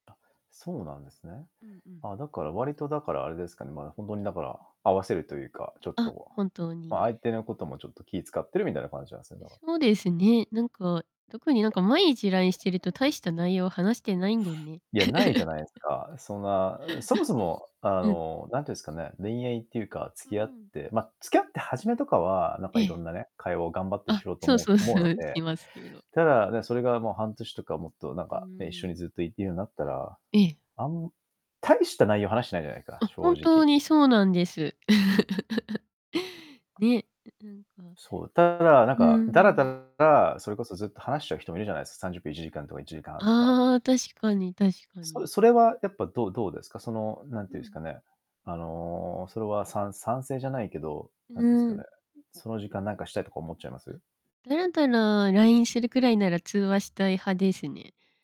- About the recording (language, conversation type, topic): Japanese, podcast, メッセージの返信スピードは普段どのように決めていますか？
- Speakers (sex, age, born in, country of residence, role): female, 25-29, Japan, Japan, guest; male, 35-39, Japan, Japan, host
- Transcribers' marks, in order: static; distorted speech; laugh; laughing while speaking: "それ"; laugh; tapping